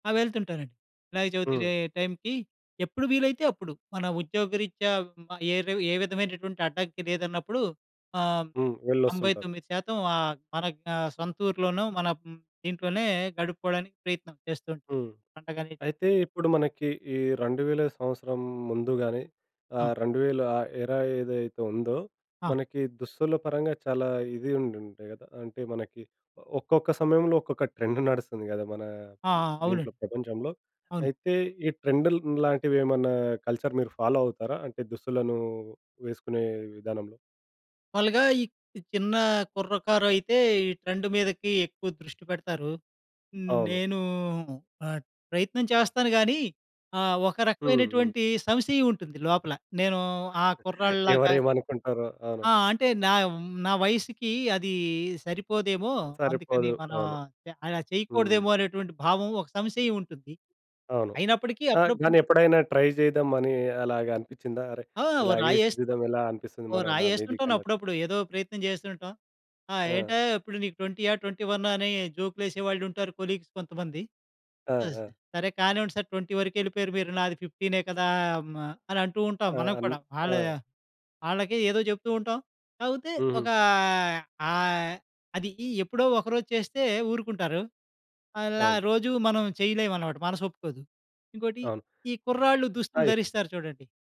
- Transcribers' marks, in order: in English: "ట్రెండ్"; in English: "కల్చర్"; in English: "ఫాలో"; in English: "ట్రెండ్"; chuckle; in English: "ట్రై"; in English: "కొలీగ్స్"; in English: "ట్వెంటీ"
- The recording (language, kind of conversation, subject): Telugu, podcast, మీ దుస్తుల ఎంపికల ద్వారా మీరు మీ వ్యక్తిత్వాన్ని ఎలా వ్యక్తం చేస్తారు?